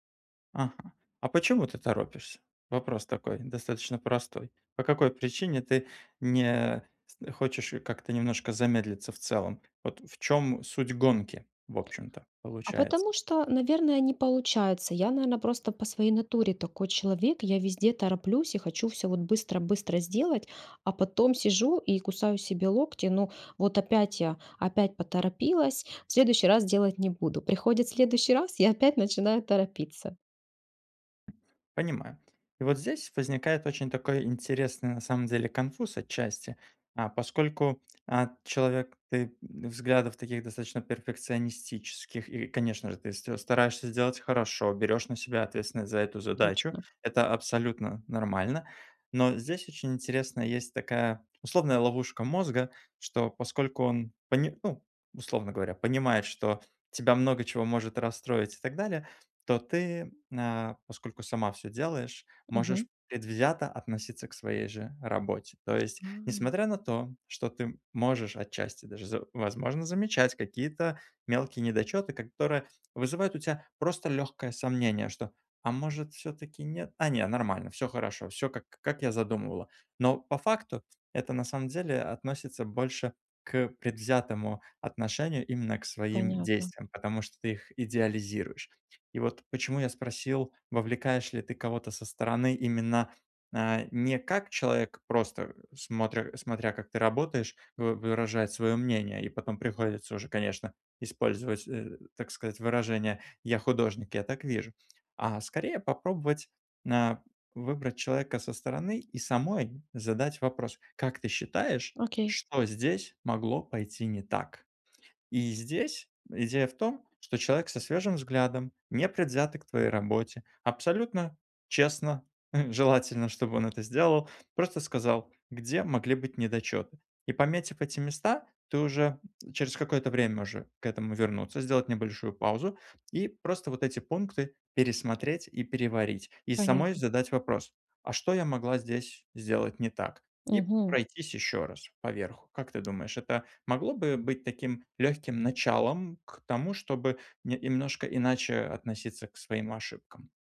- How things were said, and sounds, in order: tapping; "наверное" said as "наерно"; drawn out: "А"
- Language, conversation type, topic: Russian, advice, Как научиться принимать ошибки как часть прогресса и продолжать двигаться вперёд?